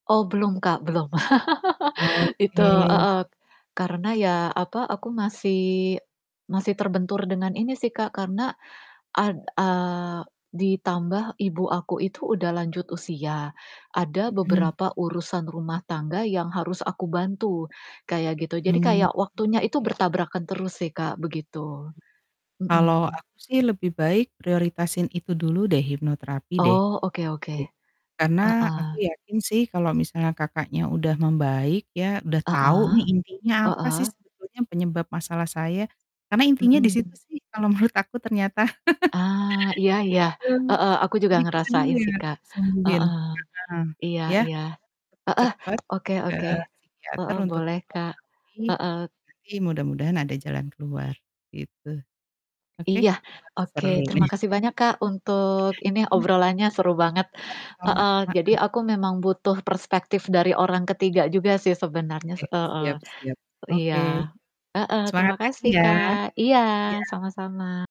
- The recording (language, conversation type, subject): Indonesian, unstructured, Bagaimana kamu menghadapi orang yang tidak percaya bahwa gangguan mental itu nyata?
- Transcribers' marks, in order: laugh; distorted speech; static; other background noise; laugh; tapping; horn; chuckle